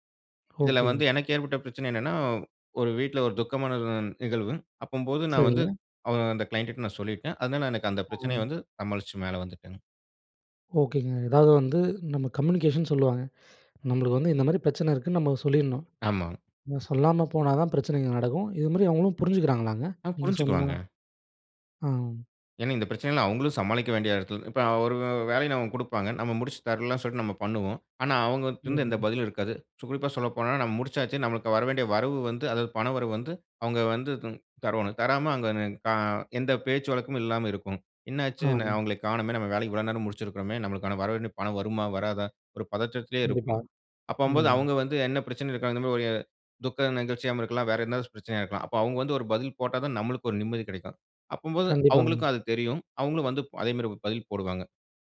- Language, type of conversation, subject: Tamil, podcast, மெய்நிகர் வேலை உங்கள் சமநிலைக்கு உதவுகிறதா, அல்லது அதை கஷ்டப்படுத்துகிறதா?
- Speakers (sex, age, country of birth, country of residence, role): male, 25-29, India, India, host; male, 35-39, India, India, guest
- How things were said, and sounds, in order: unintelligible speech; "அப்படிம்போது" said as "அப்பம்போது"; in English: "கிளையண்டுட்ட"; in English: "கம்யூனிகேஷன்"; other background noise; "தரவேணும்" said as "தரோணும்"; "அப்படினும்போது" said as "அப்பம்போது"; "அப்படினும்போது" said as "அப்பம்போது"